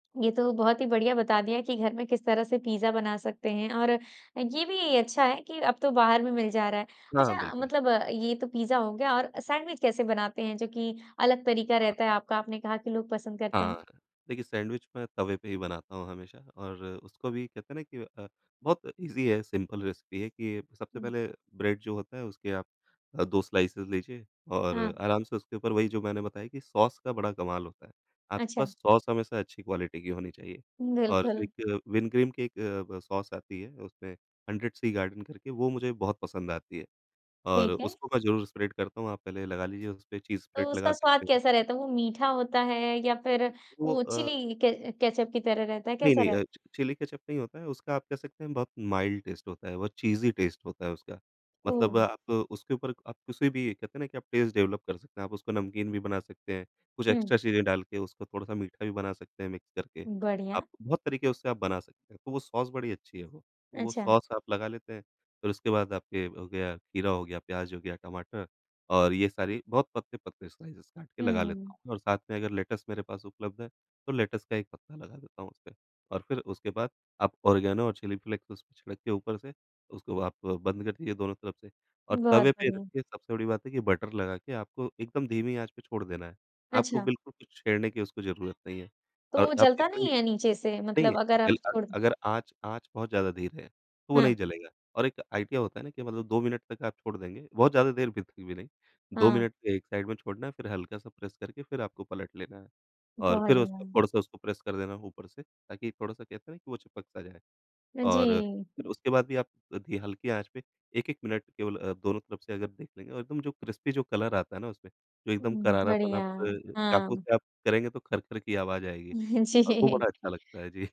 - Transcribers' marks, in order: in English: "सैंडविच"; in English: "ईज़ी"; in English: "सिंपल रेसिपी"; other noise; in English: "स्लाइसेज़"; in English: "क्वालिटी"; in English: "स्प्रेड"; in English: "चीज़ स्प्रेड"; in English: "चिली क केचअप"; in English: "चि चिली केचअप"; in English: "माइल्ड टेस्ट"; in English: "चीज़ी टेस्ट"; in English: "टेस्ट डेवलप"; in English: "एक्स्ट्रा"; in English: "मिक्स"; in English: "स्लाइसेज़"; in English: "बटर"; in English: "आइडिया"; unintelligible speech; in English: "प्रेस"; in English: "प्रेस"; in English: "क्रिस्पी"; in English: "कलर"; chuckle; laughing while speaking: "जी"
- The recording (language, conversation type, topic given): Hindi, podcast, खाना आपकी जड़ों से आपको कैसे जोड़ता है?